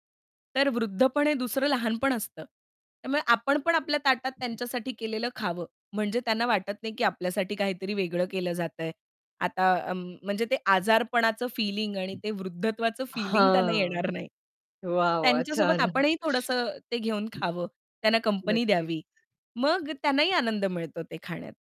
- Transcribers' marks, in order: other background noise; laughing while speaking: "छान"
- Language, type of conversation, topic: Marathi, podcast, वृद्धांसाठी पौष्टिक आणि पचायला सोपे जेवण तुम्ही कसे तयार करता?